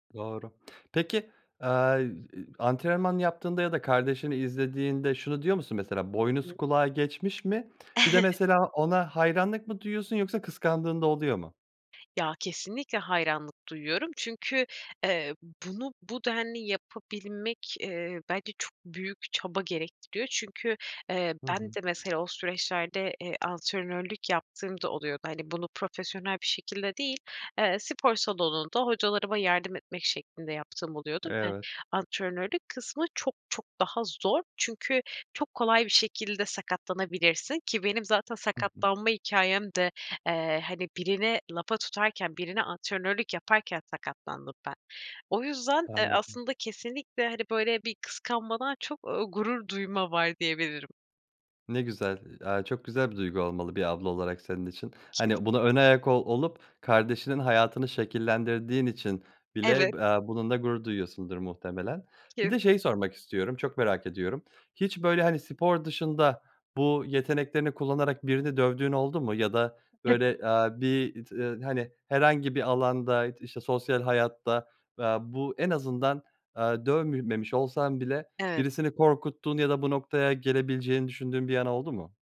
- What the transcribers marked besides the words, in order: tapping; chuckle; other background noise; other noise; unintelligible speech
- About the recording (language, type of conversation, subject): Turkish, podcast, Bıraktığın hangi hobiye yeniden başlamak isterdin?